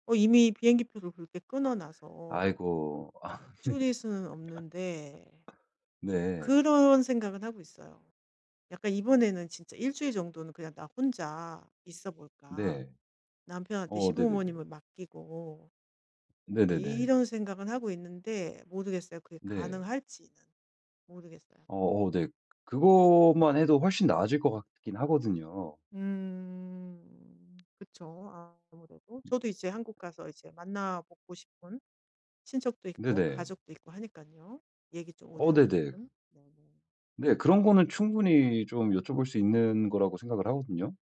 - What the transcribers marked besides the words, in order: laughing while speaking: "아 네"; laugh; tapping; other background noise
- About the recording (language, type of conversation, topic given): Korean, advice, 여행 준비를 할 때 스트레스를 줄이려면 어떤 방법이 좋을까요?